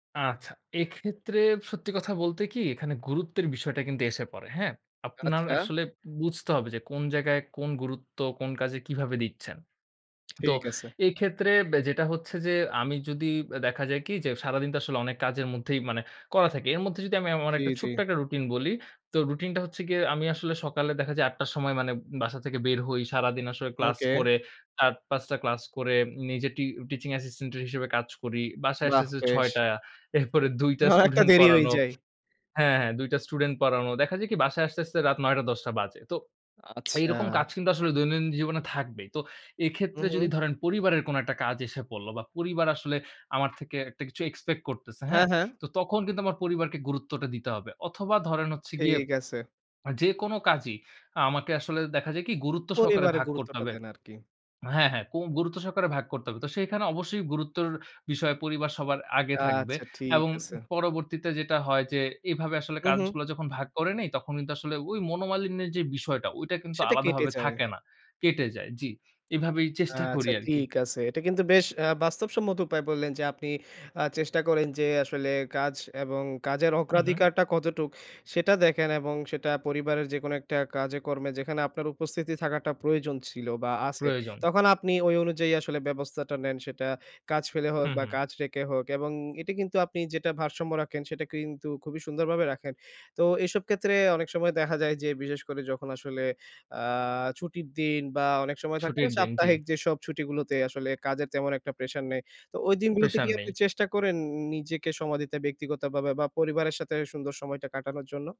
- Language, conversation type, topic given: Bengali, podcast, কোন পরিস্থিতিতে কাজ আর ব্যক্তিজীবনের সীমারেখা গুলিয়ে যায়?
- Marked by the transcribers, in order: lip smack; laughing while speaking: "এরপরে দুই টা স্ডেটুন্ট পড়ানো"; laughing while speaking: "হ একটা দেরি হয়ে যায়"; lip smack; other background noise; laughing while speaking: "চেষ্টা করি আরকি"